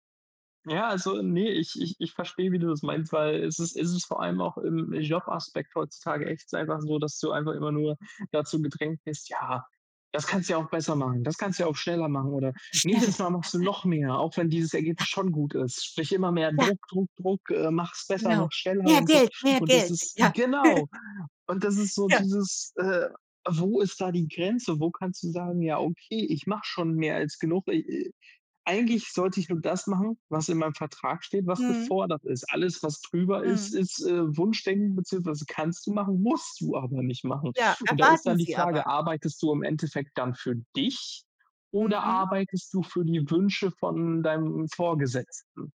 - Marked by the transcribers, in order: chuckle; other background noise; chuckle; stressed: "dich"
- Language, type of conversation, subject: German, unstructured, Wie kannst du jemanden davon überzeugen, dass Freizeit keine Zeitverschwendung ist?